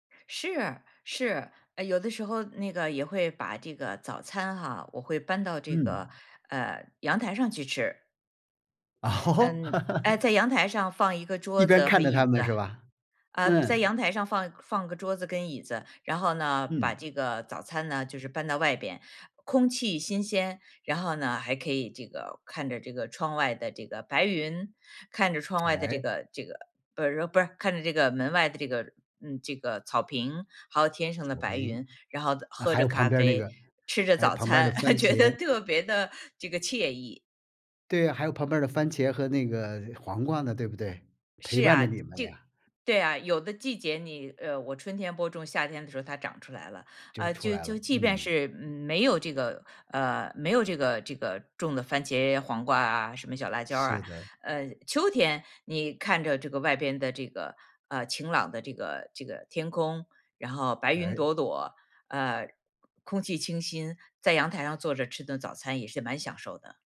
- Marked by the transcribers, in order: laughing while speaking: "哦？"; laugh; laugh; laughing while speaking: "觉得特别地"
- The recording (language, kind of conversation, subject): Chinese, podcast, 如何用简单的方法让自己每天都能亲近大自然？